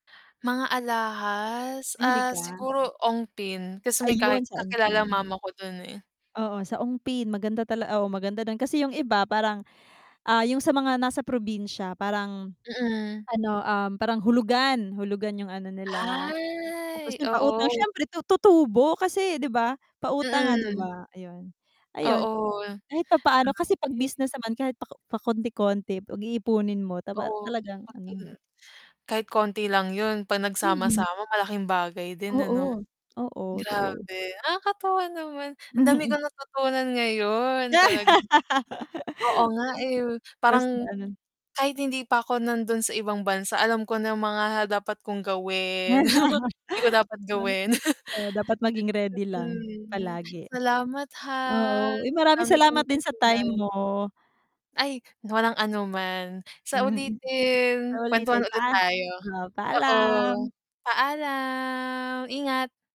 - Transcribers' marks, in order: other background noise; static; distorted speech; unintelligible speech; laugh; unintelligible speech; laugh; laugh; background speech
- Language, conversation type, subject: Filipino, unstructured, Ano ang pinakakapana-panabik na lugar na nabisita mo?